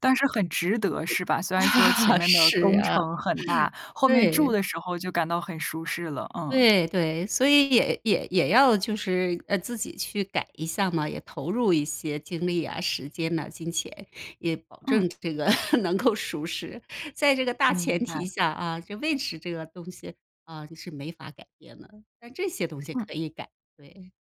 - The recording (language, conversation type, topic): Chinese, podcast, 你会如何挑选住处，才能兼顾舒适与安全？
- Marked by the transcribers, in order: other background noise; laugh; laughing while speaking: "是啊。对"; laughing while speaking: "能够舒适"